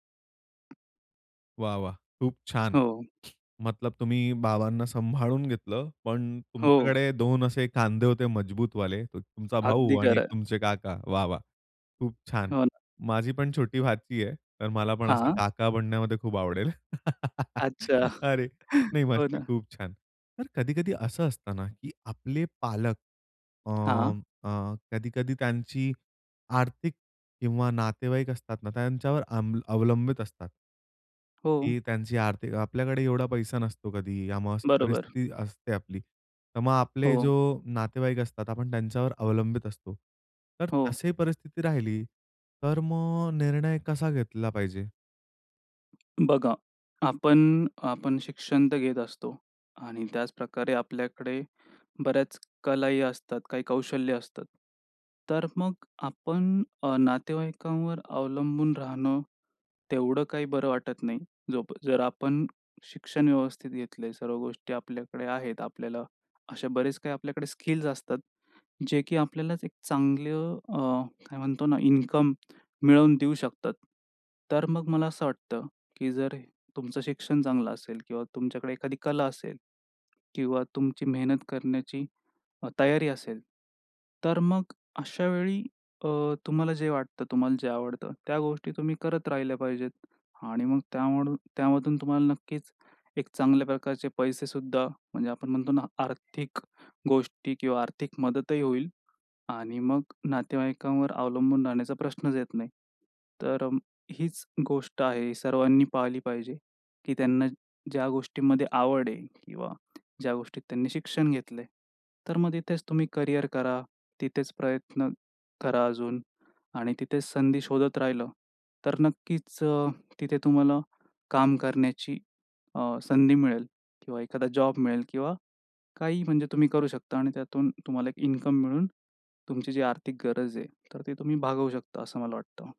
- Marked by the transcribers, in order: tapping; other background noise; chuckle; laugh; unintelligible speech
- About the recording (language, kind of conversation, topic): Marathi, podcast, पालकांच्या अपेक्षा आणि स्वतःच्या इच्छा यांचा समतोल कसा साधता?